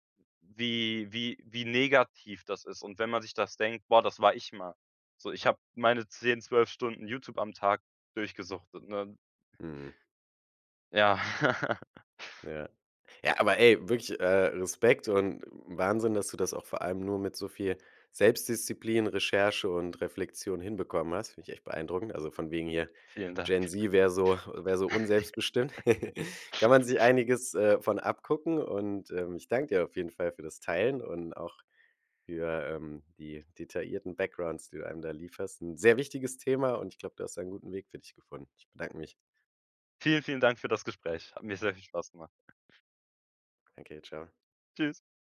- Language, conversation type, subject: German, podcast, Wie vermeidest du, dass Social Media deinen Alltag bestimmt?
- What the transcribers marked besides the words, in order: laugh; giggle; chuckle; in English: "Backgrounds"; other background noise